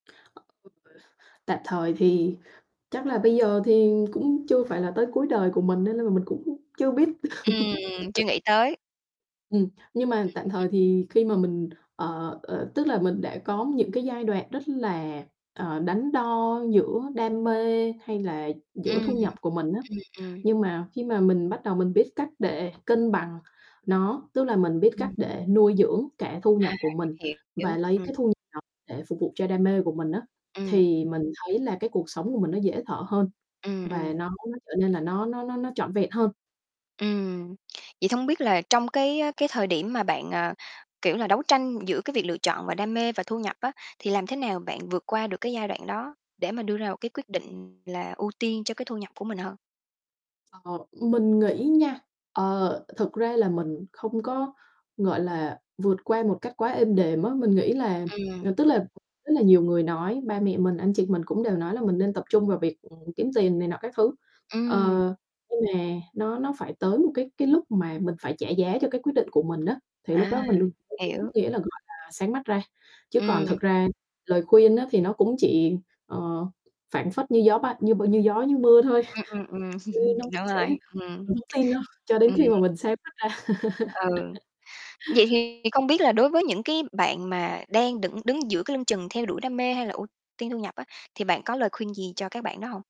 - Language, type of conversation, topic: Vietnamese, podcast, Bạn sẽ chọn theo đuổi đam mê hay ưu tiên thu nhập?
- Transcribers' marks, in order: tapping; unintelligible speech; distorted speech; laugh; unintelligible speech; other background noise; unintelligible speech; laughing while speaking: "thôi"; chuckle; laughing while speaking: "ra"; laugh